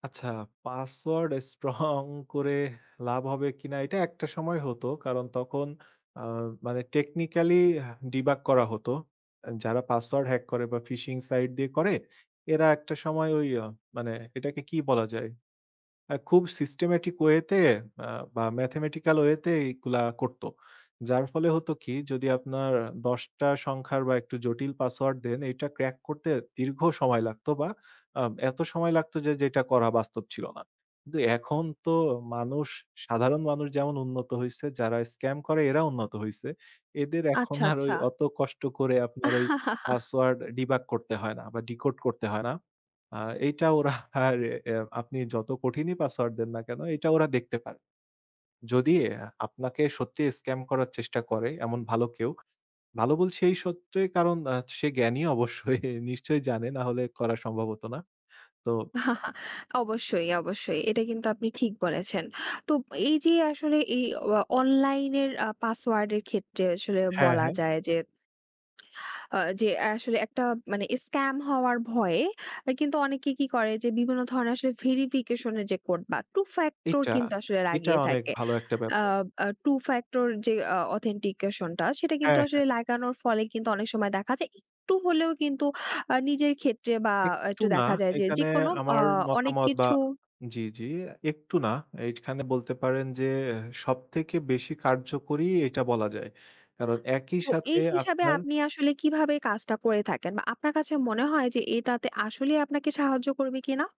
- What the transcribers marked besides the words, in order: laughing while speaking: "স্ট্রং"; in English: "সিস্টেমেটিক ওয়ে"; chuckle; other background noise; laughing while speaking: "ওরা আর"; laughing while speaking: "অবশ্যই"; chuckle
- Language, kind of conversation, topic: Bengali, podcast, অনলাইন প্রতারণা চিনতে আপনি সাধারণত কোন কোন কৌশল ব্যবহার করেন?
- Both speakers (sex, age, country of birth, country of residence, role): female, 20-24, Bangladesh, Bangladesh, host; male, 25-29, Bangladesh, Bangladesh, guest